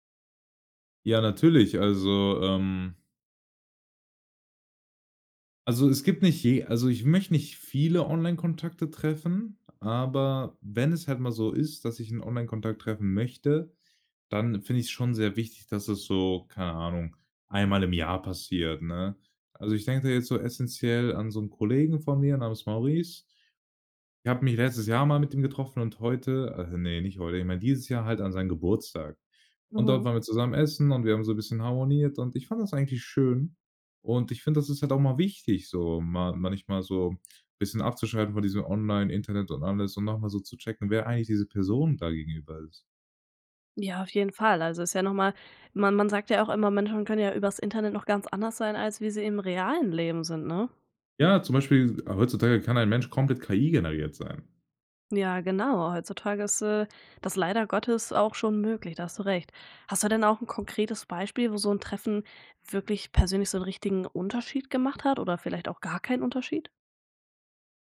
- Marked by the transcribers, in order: none
- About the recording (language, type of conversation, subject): German, podcast, Wie wichtig sind reale Treffen neben Online-Kontakten für dich?